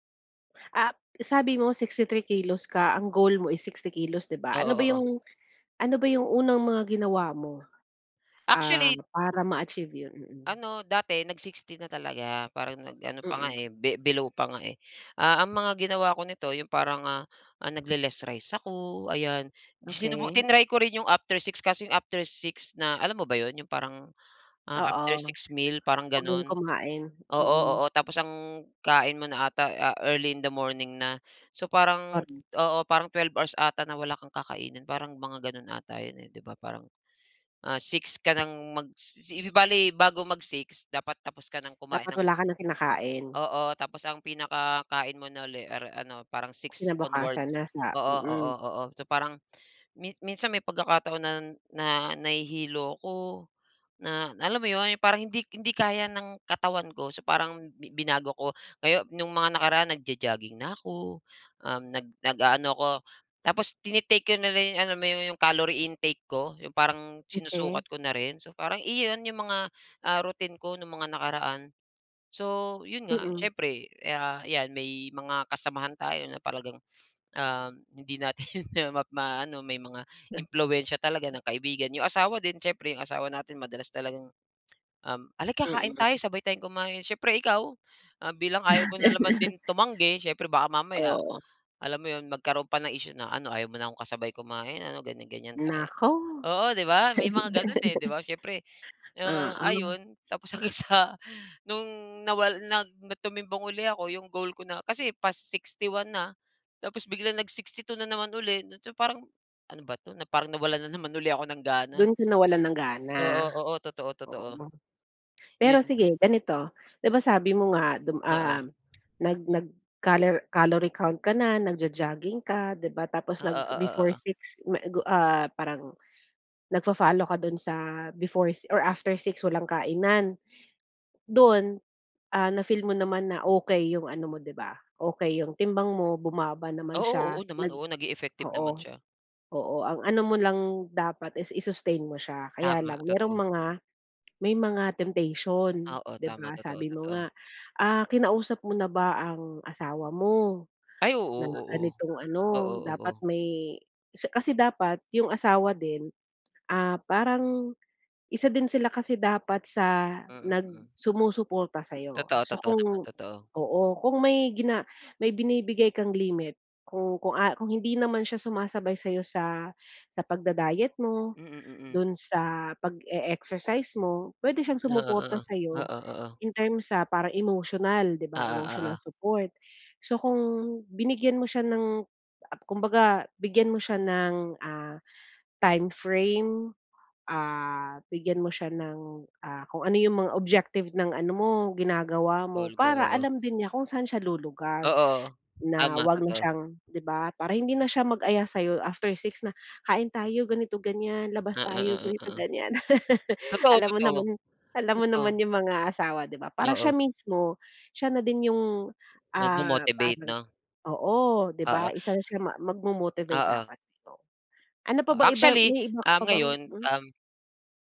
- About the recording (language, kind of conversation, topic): Filipino, advice, Paano ako makakapagbawas ng timbang kung nawawalan ako ng gana at motibasyon?
- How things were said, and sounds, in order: laughing while speaking: "ma ma-aano"; chuckle; laugh; laugh; laughing while speaking: "hanggang sa nung"; laugh; laughing while speaking: "Alam mo naman, alam mo naman yung mga asawa 'di ba?"; gasp